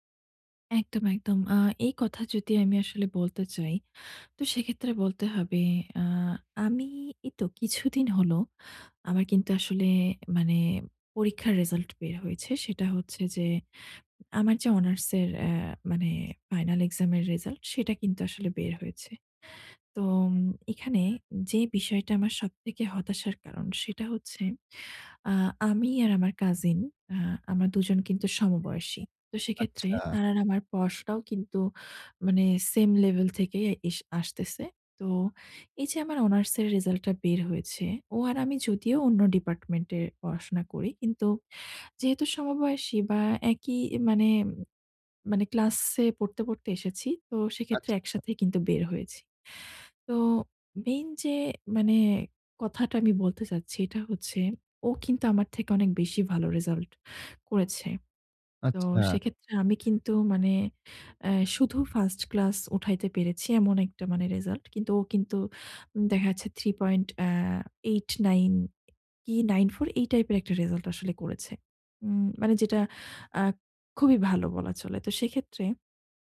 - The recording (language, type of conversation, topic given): Bengali, advice, অন্যদের সঙ্গে নিজেকে তুলনা না করে আমি কীভাবে আত্মসম্মান বজায় রাখতে পারি?
- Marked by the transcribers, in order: in English: "same level"